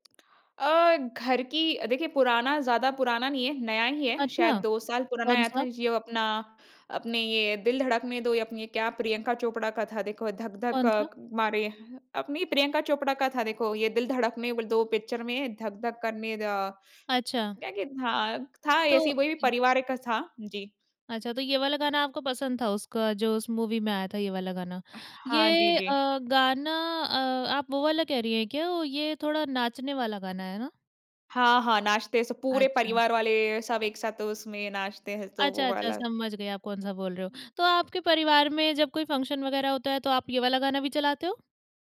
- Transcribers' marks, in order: none
- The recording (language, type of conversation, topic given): Hindi, podcast, कौन सा गीत या आवाज़ सुनते ही तुम्हें घर याद आ जाता है?